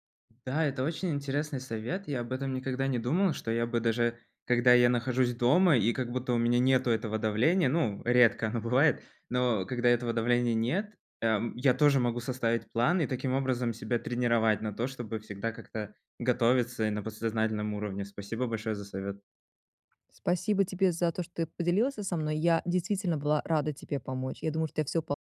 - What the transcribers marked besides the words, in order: tapping
- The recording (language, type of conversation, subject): Russian, advice, Как кратко и ясно донести свою главную мысль до аудитории?